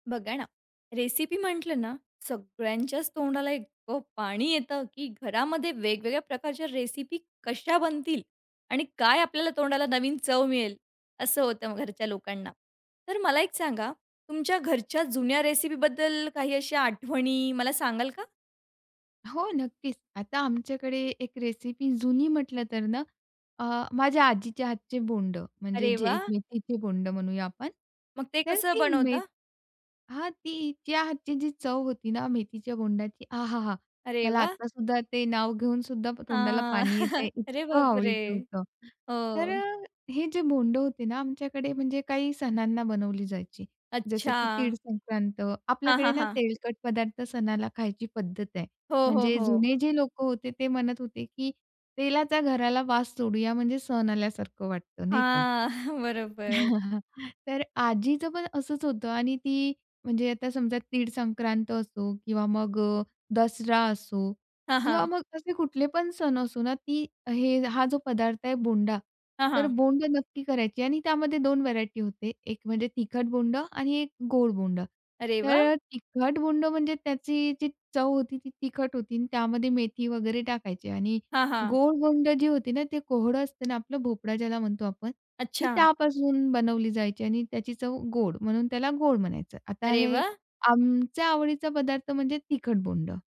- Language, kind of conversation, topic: Marathi, podcast, तुम्ही घरच्या जुन्या रेसिपीबद्दल सांगाल का?
- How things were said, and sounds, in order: tapping; chuckle; chuckle